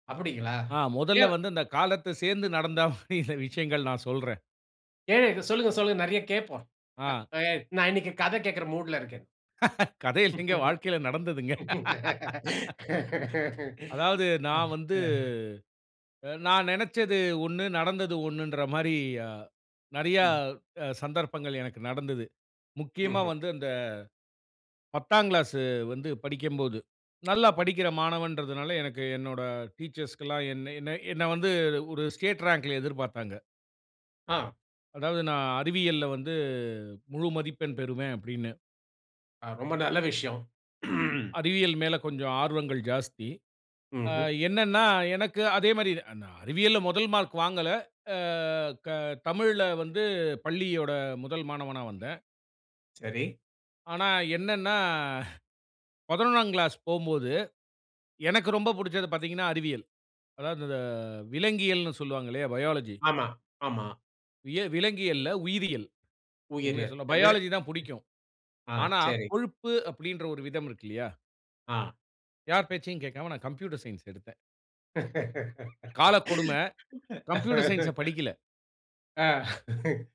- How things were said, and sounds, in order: laughing while speaking: "சில விஷயங்கள் நான் சொல்றேன்"; in English: "மூட்ல"; laughing while speaking: "கதை இல்லங்க. வாழ்க்கையில நடந்ததுங்க"; laugh; drawn out: "வந்து"; in English: "ஸ்டேட் ரேங்க்ல"; throat clearing; in English: "பயாலஜி"; in English: "பயாலஜி"; in English: "கம்ப்யூட்டர் சயின்ஸ்"; laugh; in English: "கம்ப்யூட்டர் சயன்ஸ்ஸ"; chuckle
- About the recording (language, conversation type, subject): Tamil, podcast, உங்கள் வாழ்க்கையில் காலம் சேர்ந்தது என்று உணர்ந்த தருணம் எது?